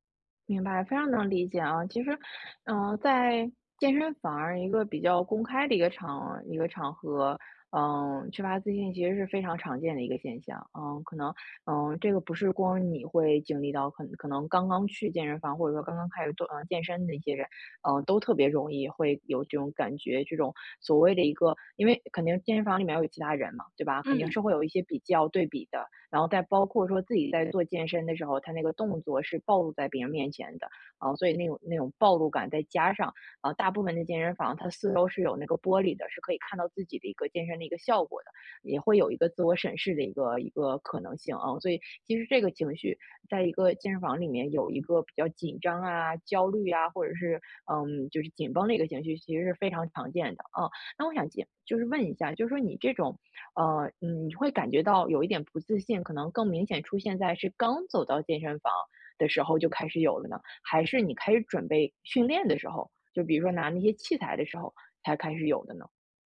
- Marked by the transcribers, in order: other background noise; "就" said as "减"
- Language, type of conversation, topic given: Chinese, advice, 如何在健身时建立自信？